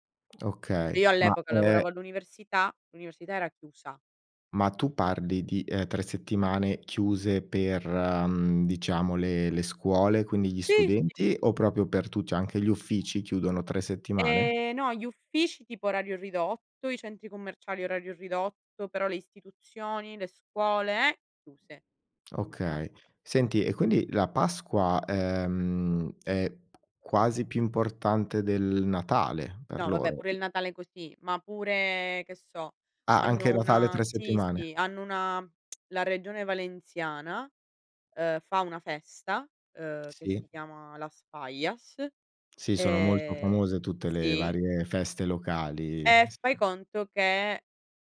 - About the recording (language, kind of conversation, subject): Italian, podcast, Come hai bilanciato culture diverse nella tua vita?
- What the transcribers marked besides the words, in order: other noise; drawn out: "E"; drawn out: "eh"; other background noise; drawn out: "e"